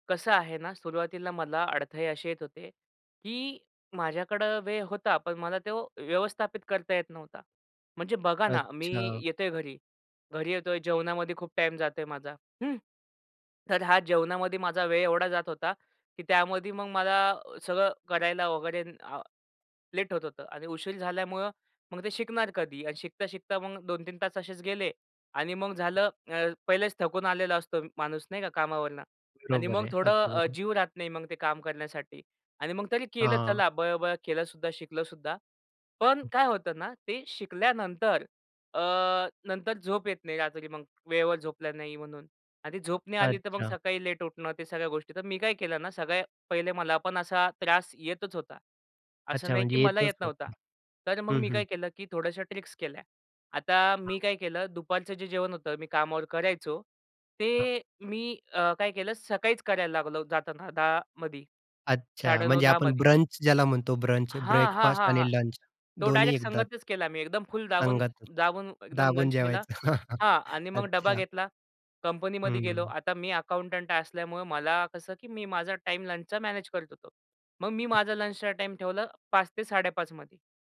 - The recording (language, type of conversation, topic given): Marathi, podcast, आजीवन शिक्षणात वेळेचं नियोजन कसं करतोस?
- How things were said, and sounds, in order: other background noise; in English: "ट्रिक्स"; unintelligible speech